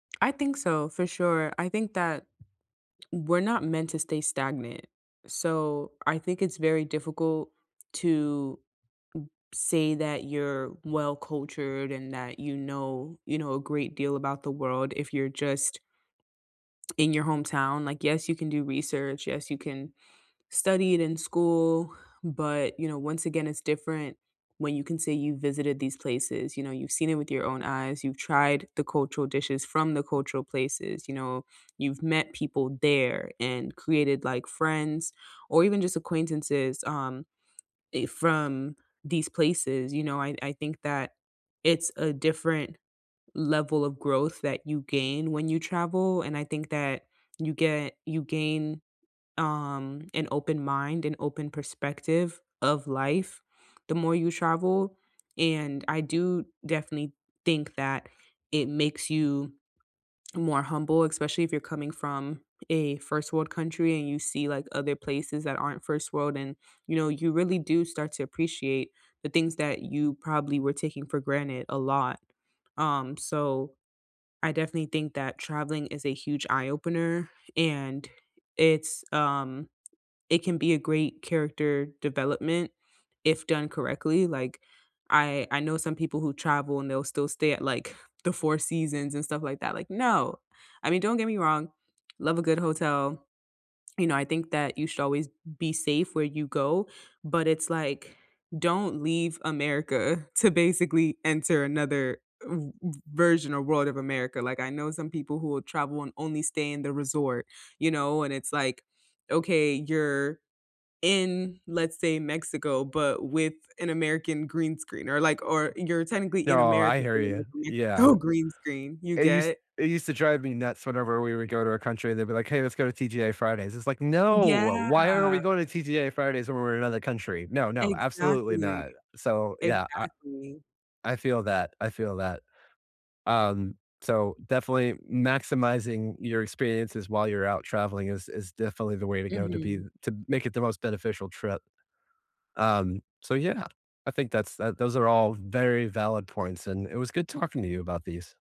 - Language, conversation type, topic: English, unstructured, How do you convince your friends or family to travel more?
- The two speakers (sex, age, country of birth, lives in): female, 20-24, United States, United States; male, 40-44, United States, United States
- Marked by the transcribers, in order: tapping; other background noise; drawn out: "Yeah"